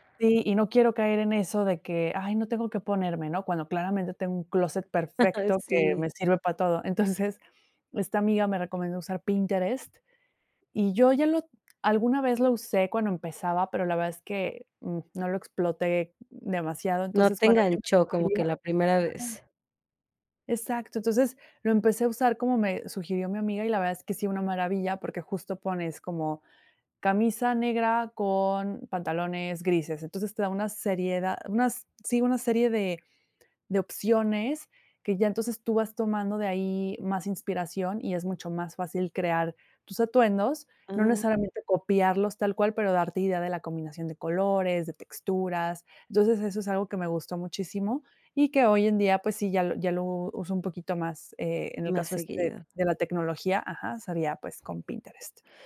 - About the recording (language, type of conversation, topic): Spanish, podcast, ¿Qué te hace sentir auténtico al vestirte?
- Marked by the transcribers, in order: chuckle; other background noise